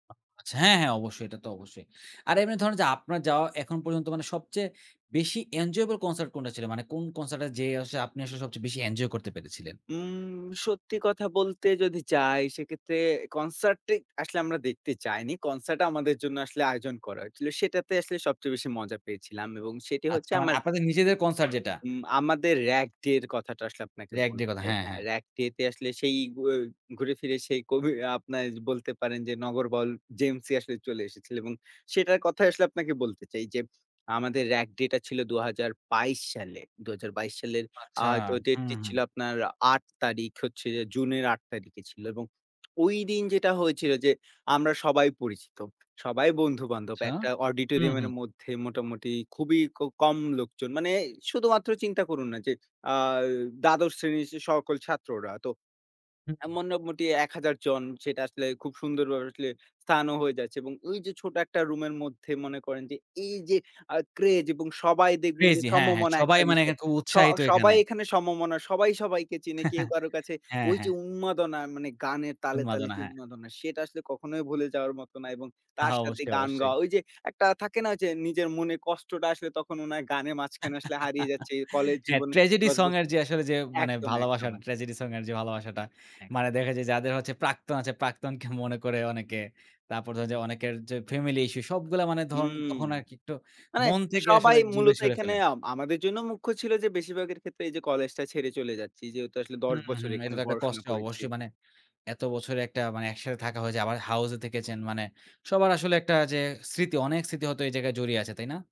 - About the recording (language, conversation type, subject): Bengali, podcast, বন্ধুদের সঙ্গে কনসার্টে যাওয়ার স্মৃতি তোমার কাছে কেমন ছিল?
- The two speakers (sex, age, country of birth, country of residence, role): male, 20-24, Bangladesh, Bangladesh, guest; male, 20-24, Bangladesh, Bangladesh, host
- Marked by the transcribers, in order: other background noise; in English: "ক্রেজ"; in English: "ক্রেজি"; chuckle; chuckle; laughing while speaking: "মনে করে"